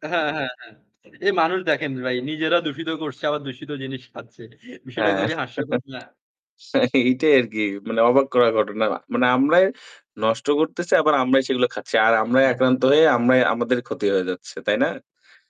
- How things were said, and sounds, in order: static; laughing while speaking: "বিষয়টা খুবই হাস্যকর না?"; chuckle; tapping; laughing while speaking: "হ্যাঁ, এইটাই আরকি মানে অবাক করার ঘটনা"; distorted speech
- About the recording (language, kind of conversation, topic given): Bengali, unstructured, প্রকৃতির পরিবর্তন আমাদের জীবনে কী প্রভাব ফেলে?
- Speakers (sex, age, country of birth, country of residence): female, 55-59, Bangladesh, Bangladesh; male, 20-24, Bangladesh, Bangladesh